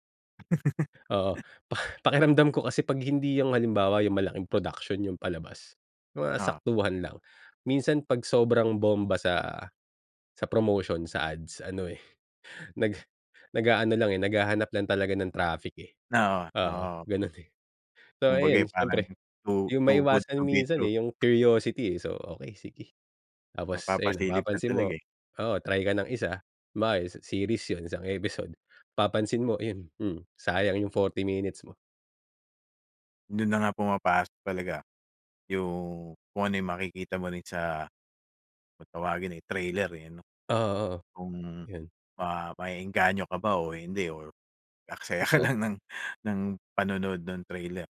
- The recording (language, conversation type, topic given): Filipino, podcast, Paano ka pumipili ng mga palabas na papanoorin sa mga platapormang pang-estriming ngayon?
- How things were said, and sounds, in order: blowing; chuckle; in English: "Too good to be true"; in English: "curiosity"; other background noise; in English: "series"; laughing while speaking: "ka lang ng"